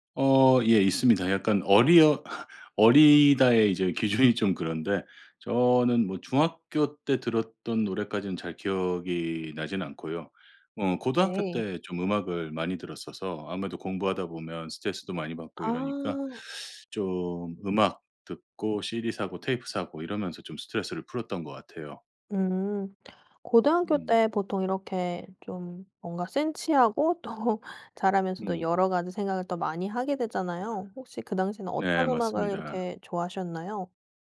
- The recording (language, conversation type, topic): Korean, podcast, 어릴 때 들었던 노래 중 아직도 기억나는 곡이 있나요?
- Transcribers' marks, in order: laugh; laughing while speaking: "기준이"; laughing while speaking: "또"; other noise